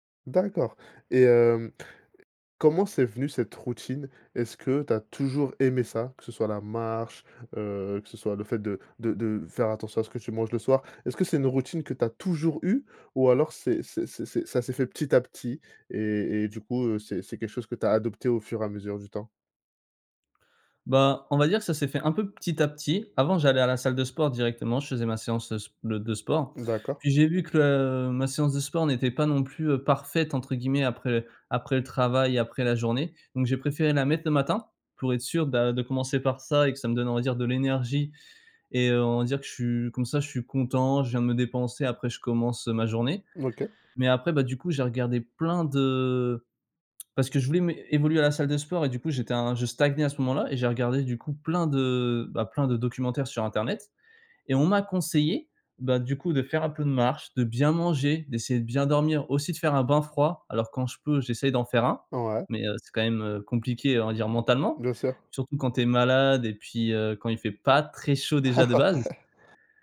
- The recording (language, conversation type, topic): French, podcast, Quelle est ta routine pour déconnecter le soir ?
- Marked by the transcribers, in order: stressed: "toujours"; tongue click; laugh; laughing while speaking: "Ouais"; other background noise